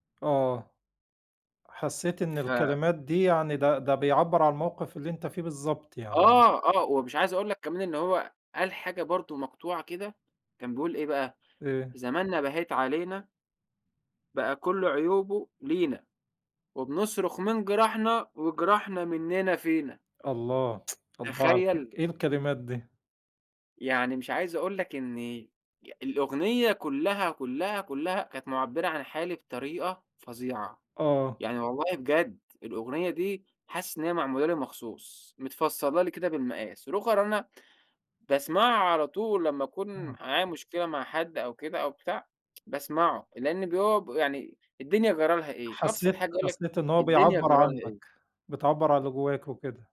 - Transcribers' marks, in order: lip smack; tapping
- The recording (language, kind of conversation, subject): Arabic, podcast, إزاي بتستخدم الموسيقى لما تكون زعلان؟